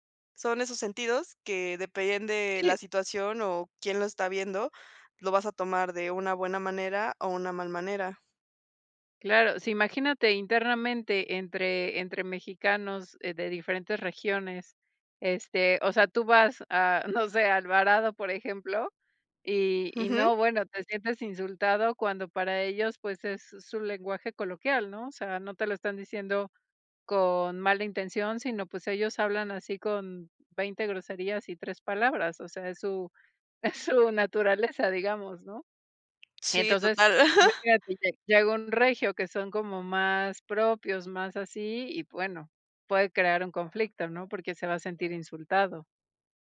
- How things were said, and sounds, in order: chuckle; laughing while speaking: "es su es su"; chuckle
- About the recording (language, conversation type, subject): Spanish, podcast, ¿Qué gestos son típicos en tu cultura y qué expresan?